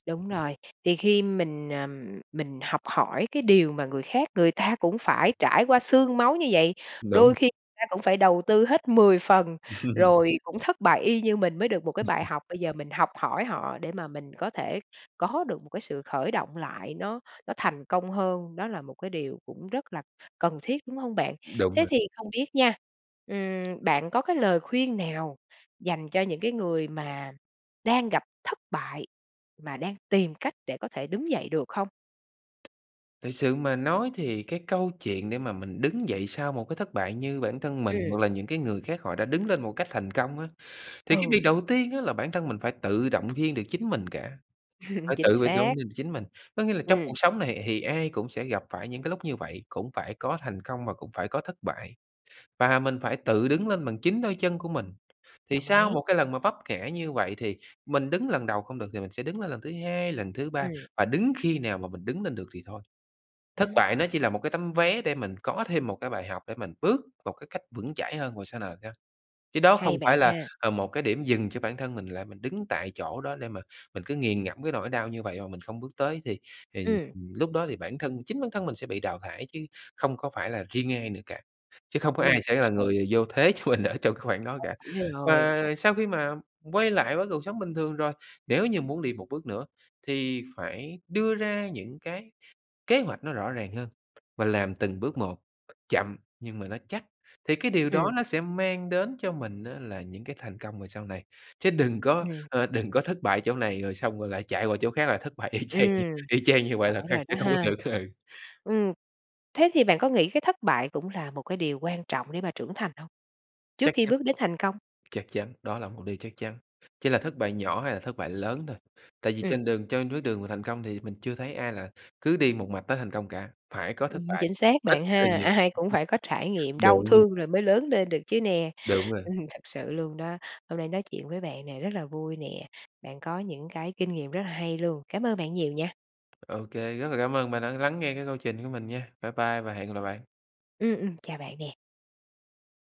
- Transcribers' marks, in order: other background noise; laugh; chuckle; tapping; other noise; laugh; unintelligible speech; background speech; laughing while speaking: "cho mình ở"; laughing while speaking: "y chang như"; laughing while speaking: "được, ừ"; laughing while speaking: "Ừm"
- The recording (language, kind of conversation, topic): Vietnamese, podcast, Bạn có thể kể về một lần bạn thất bại và cách bạn đứng dậy như thế nào?